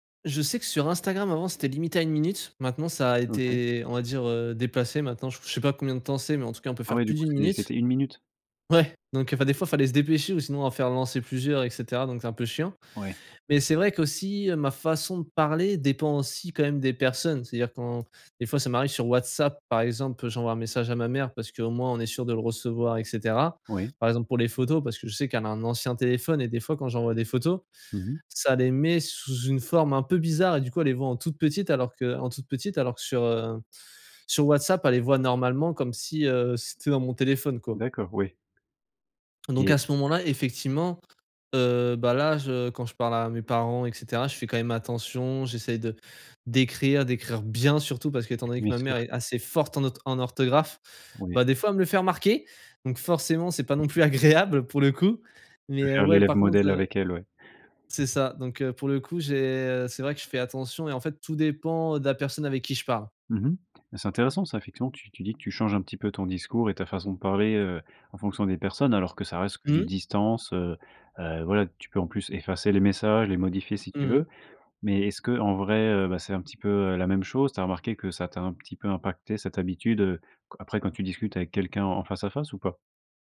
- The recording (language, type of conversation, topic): French, podcast, Comment les réseaux sociaux ont-ils changé ta façon de parler ?
- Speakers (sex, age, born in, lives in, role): male, 20-24, France, France, guest; male, 25-29, France, France, host
- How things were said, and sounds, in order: tapping; other background noise; stressed: "bien"; chuckle; stressed: "forte"; stressed: "remarquer"; unintelligible speech; laughing while speaking: "agréable"